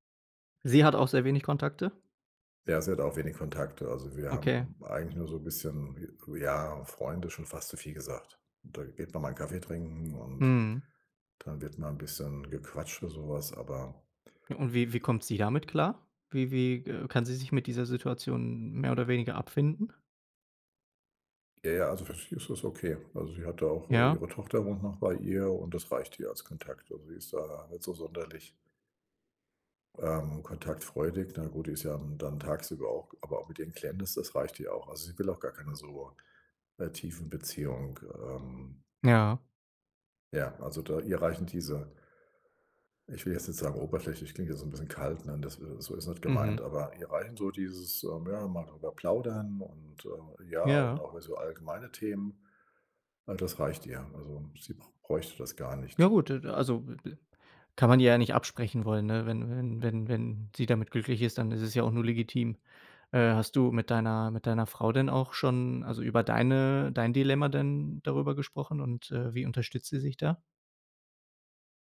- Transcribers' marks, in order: other background noise; other noise
- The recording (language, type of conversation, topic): German, advice, Wie kann ich mit Einsamkeit trotz Arbeit und Alltag besser umgehen?